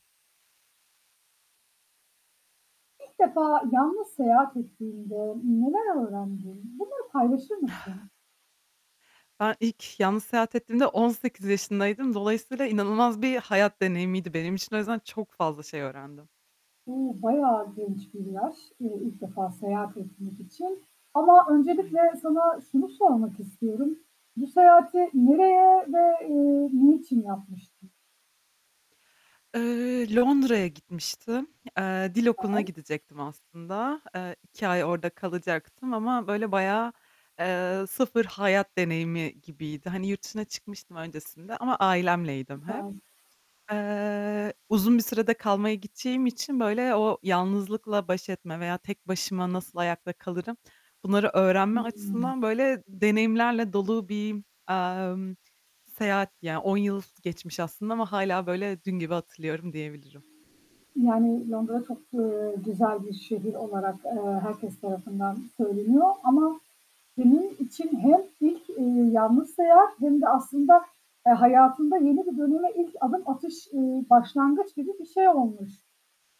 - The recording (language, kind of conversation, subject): Turkish, podcast, İlk kez yalnız seyahat ettiğinde neler öğrendin, paylaşır mısın?
- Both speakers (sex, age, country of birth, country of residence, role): female, 25-29, Turkey, Germany, guest; female, 35-39, Turkey, Austria, host
- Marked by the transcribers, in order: static; distorted speech; other background noise; tapping